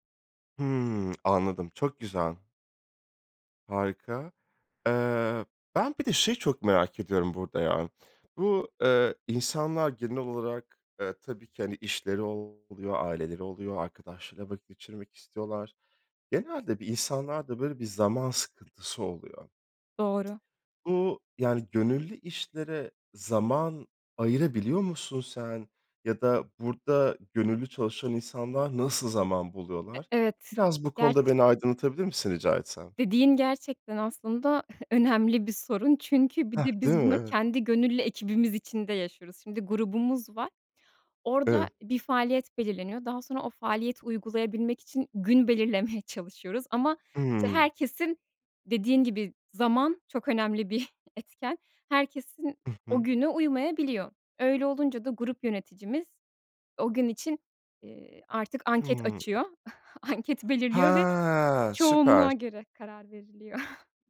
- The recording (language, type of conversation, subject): Turkish, podcast, İnsanları gönüllü çalışmalara katılmaya nasıl teşvik edersin?
- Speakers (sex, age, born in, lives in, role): female, 30-34, Turkey, Netherlands, guest; male, 30-34, Turkey, France, host
- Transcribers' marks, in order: lip smack; chuckle; laughing while speaking: "belirlemeye çalışıyoruz"; laughing while speaking: "anket belirliyor"; drawn out: "Ha"; chuckle